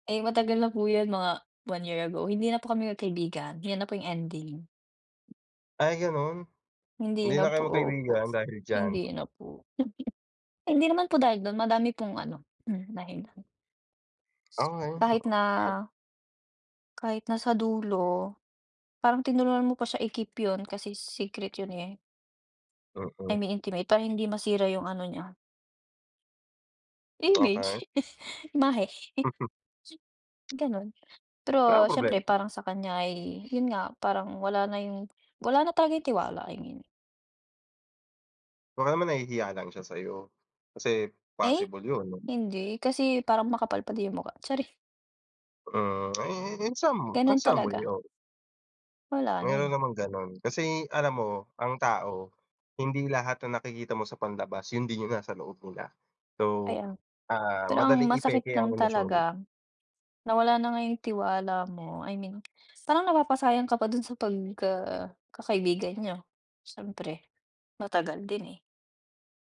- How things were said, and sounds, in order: tapping; laugh; unintelligible speech; chuckle; background speech
- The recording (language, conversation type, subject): Filipino, unstructured, Ano ang nararamdaman mo kapag nasasaktan ang tiwala mo sa isang tao?